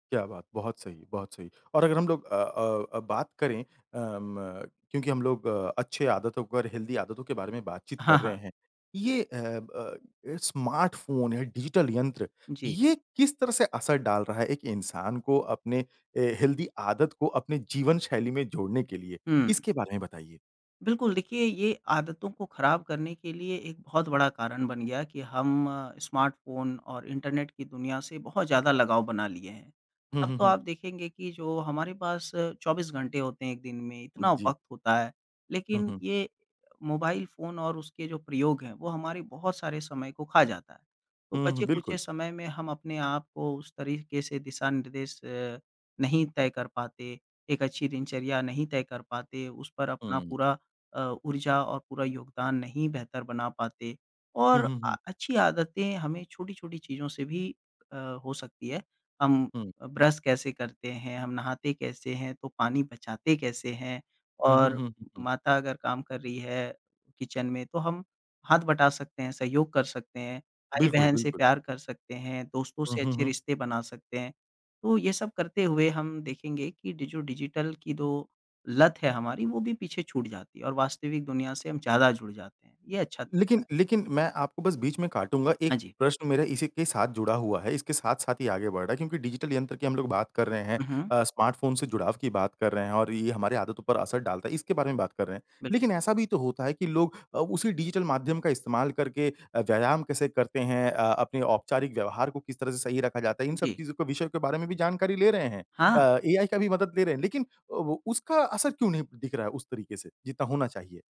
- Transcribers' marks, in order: in English: "हेल्थी"; in English: "डिजिटल"; in English: "हेल्थी"; in English: "स्मार्टफोन"; in English: "किचन"; in English: "स्मार्टफ़ोन"
- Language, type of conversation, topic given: Hindi, podcast, नई स्वस्थ आदत शुरू करने के लिए आपका कदम-दर-कदम तरीका क्या है?